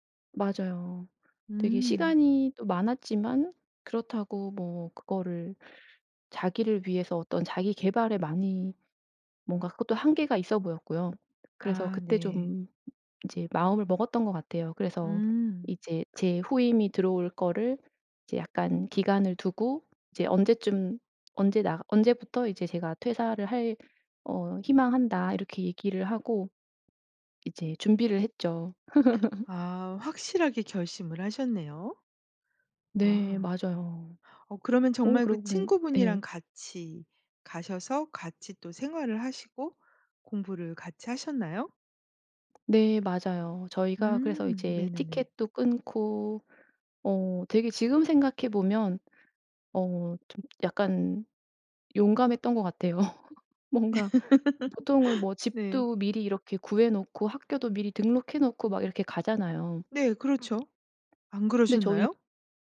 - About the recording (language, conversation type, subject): Korean, podcast, 직감이 삶을 바꾼 경험이 있으신가요?
- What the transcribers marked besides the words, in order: other background noise; laugh; laugh; laughing while speaking: "뭔가"; laugh